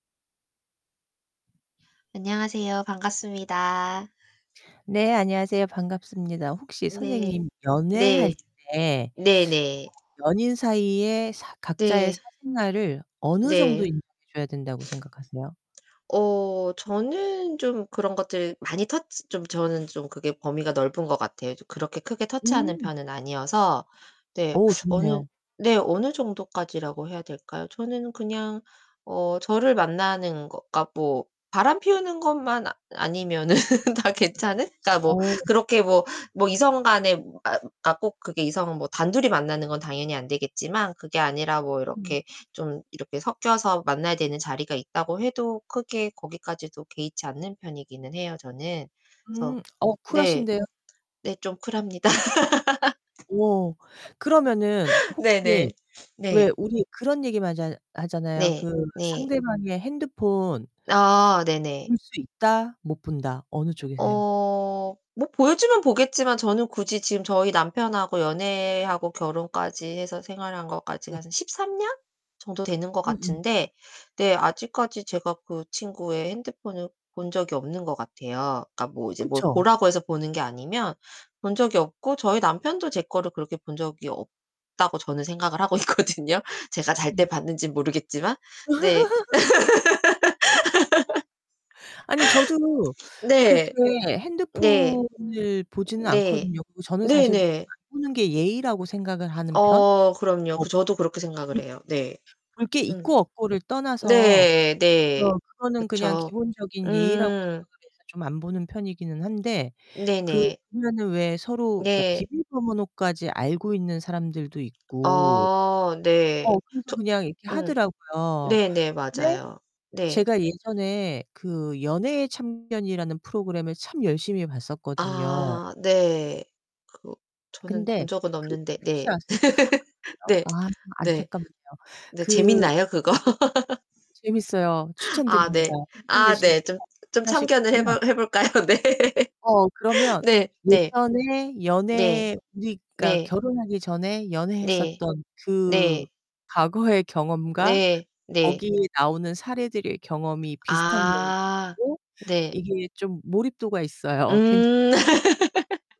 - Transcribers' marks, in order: other background noise; distorted speech; tapping; teeth sucking; laughing while speaking: "아니면은"; laughing while speaking: "쿨합니다"; laugh; laugh; laughing while speaking: "있거든요"; laugh; sniff; unintelligible speech; laugh; laughing while speaking: "그거?"; laugh; laughing while speaking: "볼까요? 네"; laughing while speaking: "있어요"; laugh
- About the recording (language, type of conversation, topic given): Korean, unstructured, 연인 사이에서는 사생활을 어디까지 인정해야 할까요?